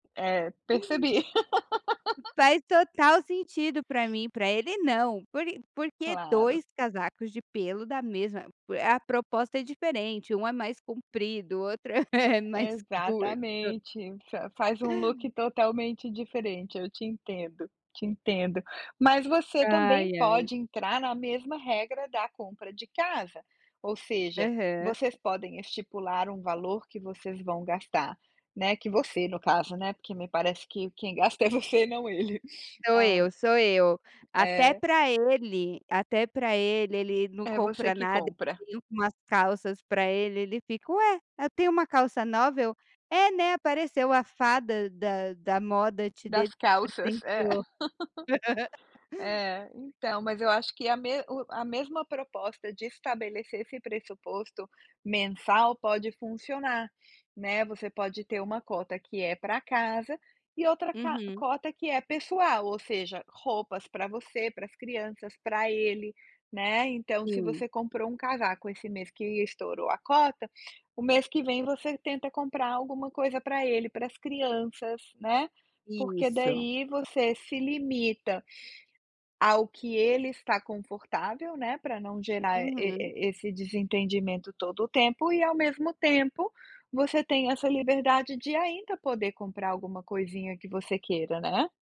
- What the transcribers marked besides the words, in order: other noise; laugh; other background noise; chuckle; tapping; laughing while speaking: "você"; laugh
- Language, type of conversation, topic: Portuguese, advice, Como evitar compras por impulso quando preciso economizar e viver com menos?